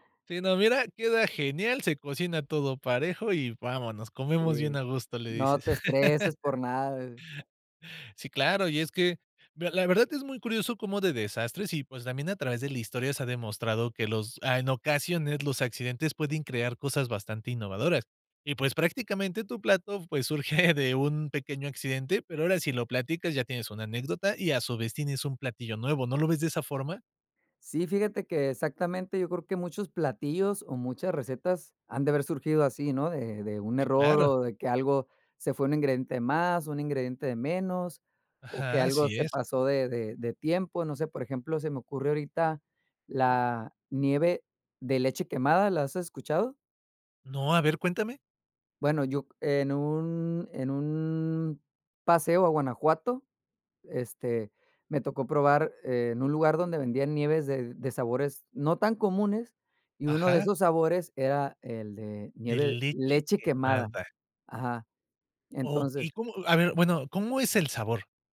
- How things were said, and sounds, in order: laugh; tapping; chuckle
- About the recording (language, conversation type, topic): Spanish, podcast, ¿Cuál fue tu mayor desastre culinario y qué aprendiste?
- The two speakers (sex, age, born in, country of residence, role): male, 30-34, Mexico, Mexico, host; male, 40-44, Mexico, Mexico, guest